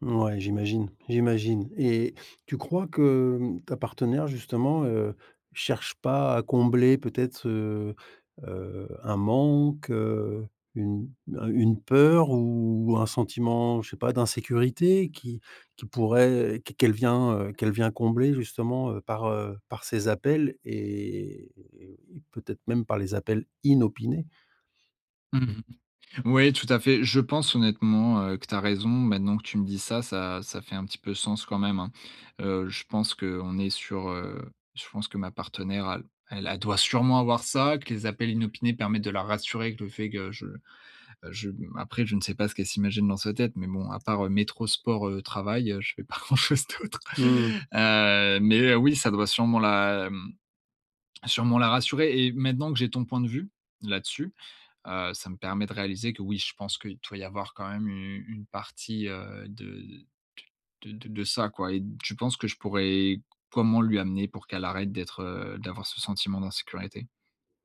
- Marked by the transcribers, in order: drawn out: "et"; stressed: "inopinés"; other background noise; tapping; laughing while speaking: "grand chose d'autre !"
- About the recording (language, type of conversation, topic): French, advice, Comment gérer ce sentiment d’étouffement lorsque votre partenaire veut toujours être ensemble ?